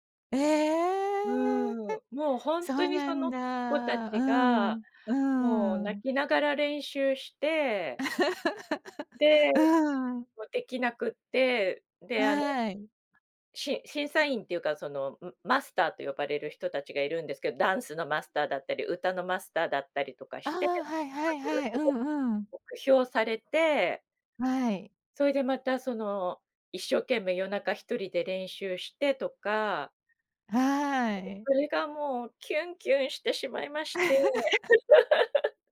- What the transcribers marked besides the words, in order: laugh; unintelligible speech; laugh; chuckle
- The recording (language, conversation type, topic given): Japanese, podcast, 最近ハマっている趣味は何ですか？